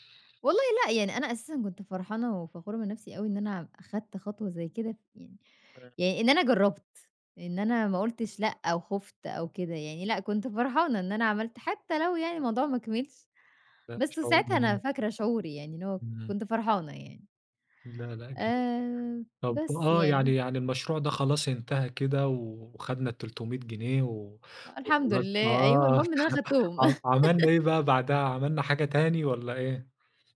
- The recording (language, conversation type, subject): Arabic, podcast, إزاي بدأت مشوارك المهني؟
- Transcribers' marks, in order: unintelligible speech; chuckle; laugh